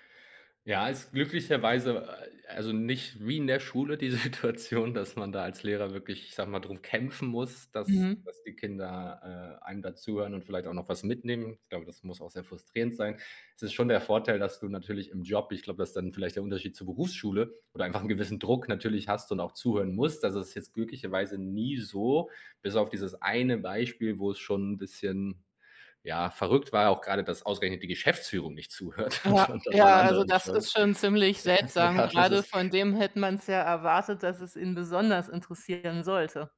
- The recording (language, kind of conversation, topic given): German, podcast, Wie präsentierst du deine Arbeit online oder live?
- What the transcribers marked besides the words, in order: laughing while speaking: "die Situation, dass"; stressed: "musst"; stressed: "Geschäftsführung"; laughing while speaking: "und und dann allen anderen schon. Ja, das ist"; other background noise